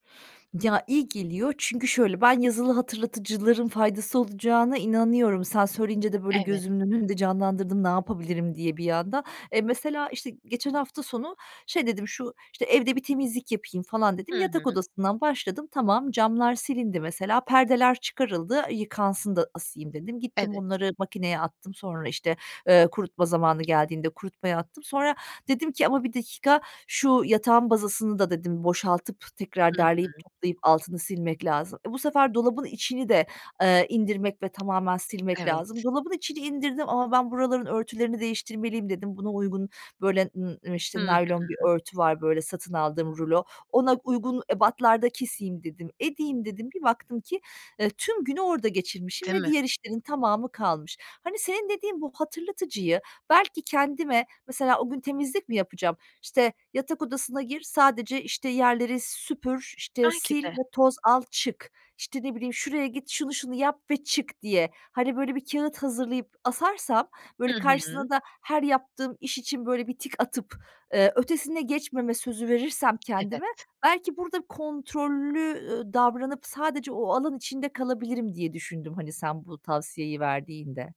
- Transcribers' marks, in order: tapping; other background noise; unintelligible speech
- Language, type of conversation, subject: Turkish, advice, Mükemmeliyetçilik yüzünden ertelemeyi ve bununla birlikte gelen suçluluk duygusunu nasıl yaşıyorsunuz?